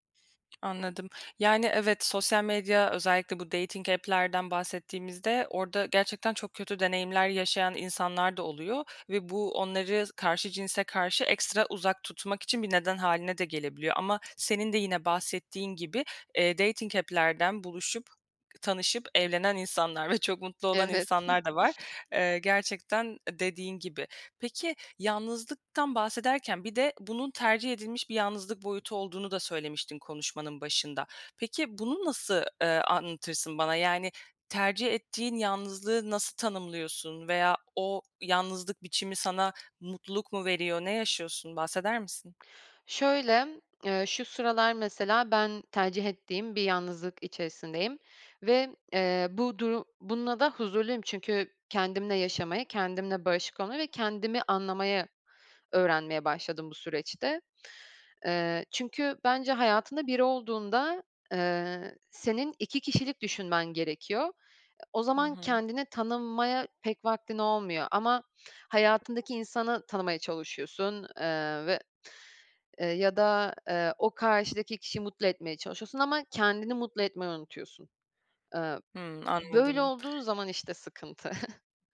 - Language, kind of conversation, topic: Turkish, podcast, Yalnızlık hissettiğinde bununla nasıl başa çıkarsın?
- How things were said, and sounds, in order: other background noise; in English: "dating app'lerden"; in English: "dating app'lerden"; giggle; tapping; chuckle